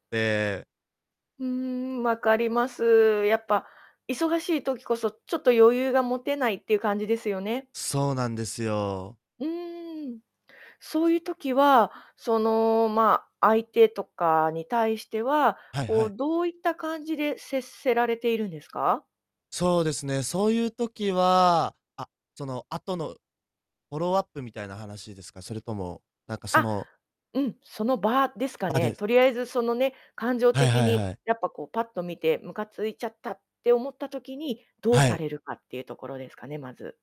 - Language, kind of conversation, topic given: Japanese, advice, 感情的に反応してしまい、後で後悔することが多いのはなぜですか？
- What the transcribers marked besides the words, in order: none